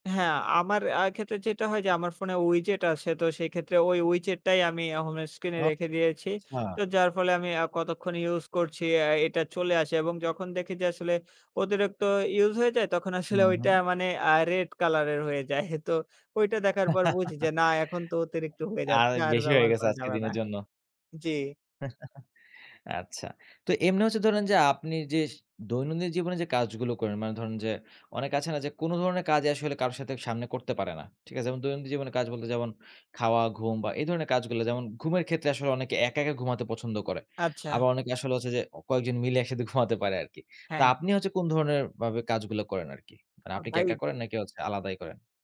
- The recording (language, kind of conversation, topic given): Bengali, podcast, একা বসে কাজ করলে আপনার কেমন লাগে?
- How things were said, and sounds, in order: laughing while speaking: "তখন আসলে ওইটা মানে আ রেড কালারের হয়ে যায়"; giggle; chuckle; laughing while speaking: "কয়েকজন মিলে একসাথে ঘুমাতে পারে আরকি"